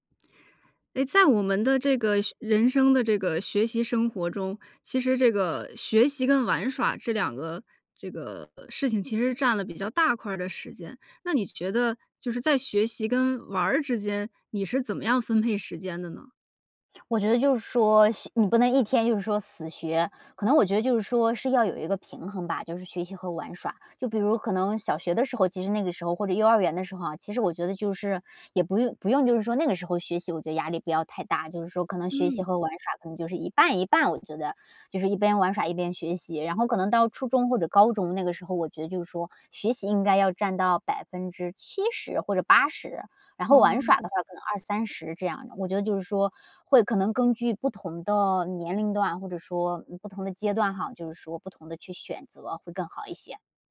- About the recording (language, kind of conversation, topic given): Chinese, podcast, 你觉得学习和玩耍怎么搭配最合适?
- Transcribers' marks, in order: none